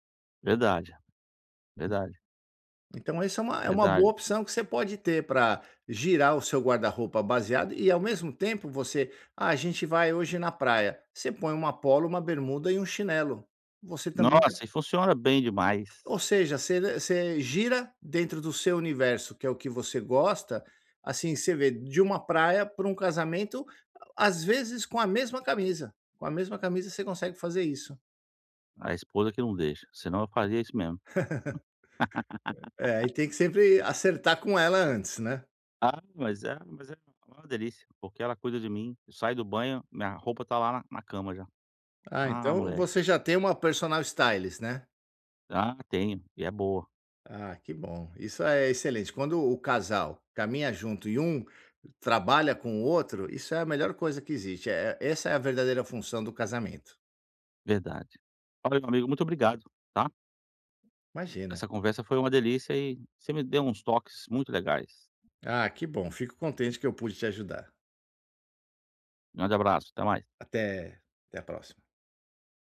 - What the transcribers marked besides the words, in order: other background noise; tapping; laugh; laugh; in English: "personal stylist"
- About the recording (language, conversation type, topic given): Portuguese, advice, Como posso resistir à pressão social para seguir modismos?